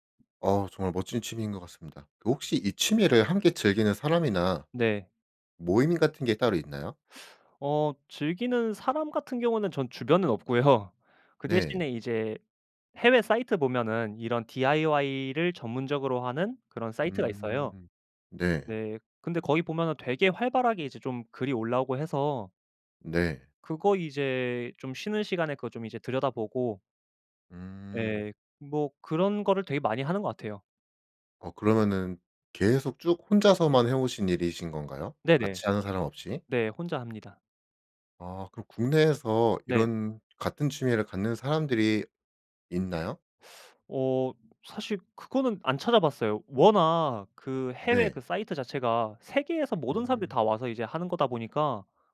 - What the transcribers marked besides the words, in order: other background noise; teeth sucking; laughing while speaking: "없고요"
- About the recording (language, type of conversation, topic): Korean, podcast, 취미를 오래 유지하는 비결이 있다면 뭐예요?